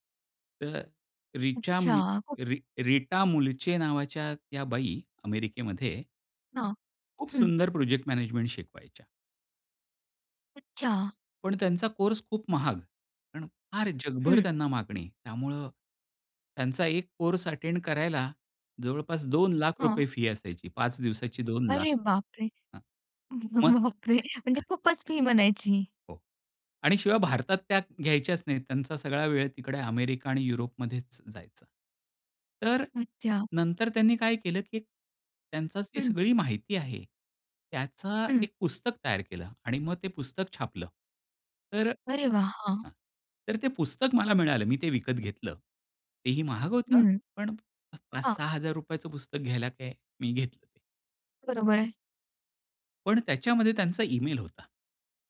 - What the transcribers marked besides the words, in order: unintelligible speech; tapping; in English: "अटेंड"; other background noise
- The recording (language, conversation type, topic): Marathi, podcast, आपण मार्गदर्शकाशी नातं कसं निर्माण करता आणि त्याचा आपल्याला कसा फायदा होतो?